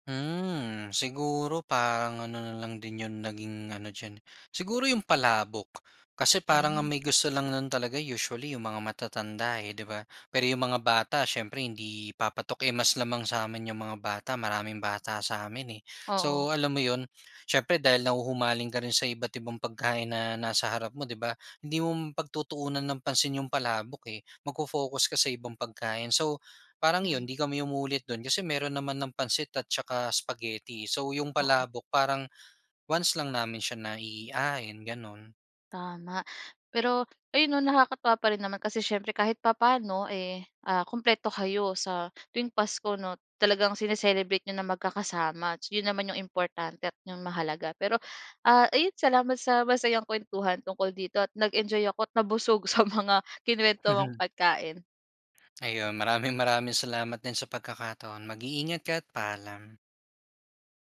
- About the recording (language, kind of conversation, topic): Filipino, podcast, Ano ang palaging nasa hapag ninyo tuwing Noche Buena?
- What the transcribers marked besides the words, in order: chuckle